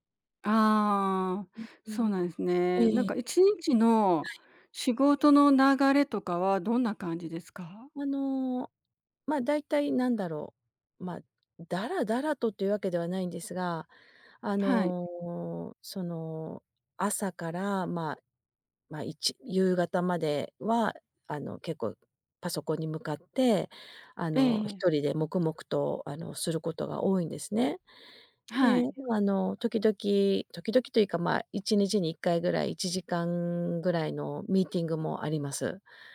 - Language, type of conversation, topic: Japanese, advice, 仕事が忙しくて自炊する時間がないのですが、どうすればいいですか？
- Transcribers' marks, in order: none